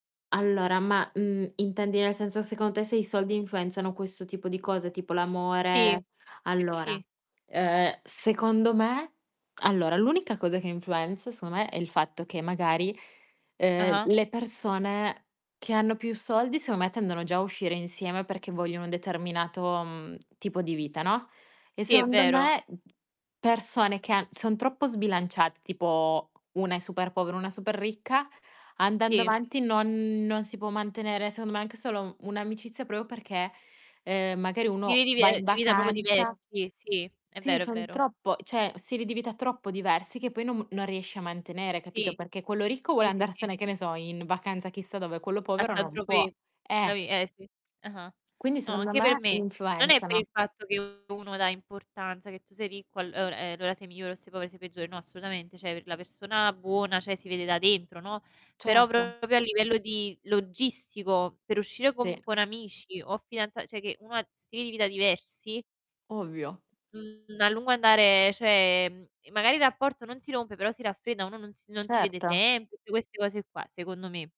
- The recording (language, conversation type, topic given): Italian, unstructured, Come definiresti il valore del denaro nella vita di tutti i giorni?
- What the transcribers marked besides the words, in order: background speech; "secondo" said as "seondo"; "secondo" said as "seondo"; "secondo" said as "seondo"; "secondo" said as "seondo"; "proprio" said as "propo"; distorted speech; "cioè" said as "ceh"; "proprio" said as "popio"; static; tapping; "Cioè" said as "ceh"; "cioè" said as "ceh"; "proprio" said as "propio"; "cioè" said as "ceh"; "cioè" said as "ceh"